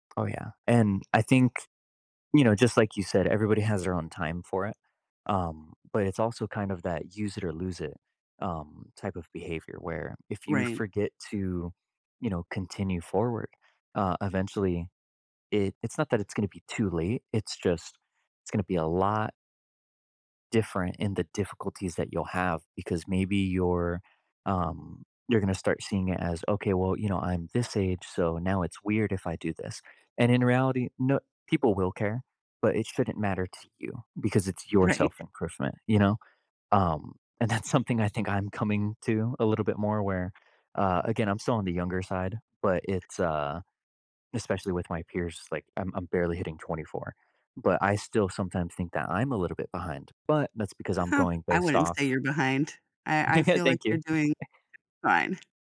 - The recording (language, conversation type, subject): English, unstructured, How do you balance your own needs with someone else's in a relationship?
- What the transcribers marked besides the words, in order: other background noise; chuckle